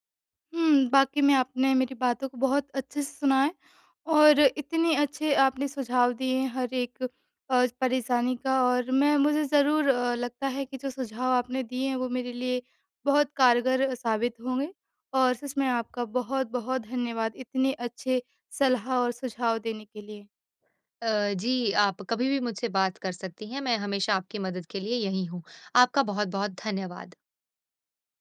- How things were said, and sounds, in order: none
- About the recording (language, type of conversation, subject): Hindi, advice, आराम करने के बाद भी मेरा मन थका हुआ क्यों महसूस होता है और मैं ध्यान क्यों नहीं लगा पाता/पाती?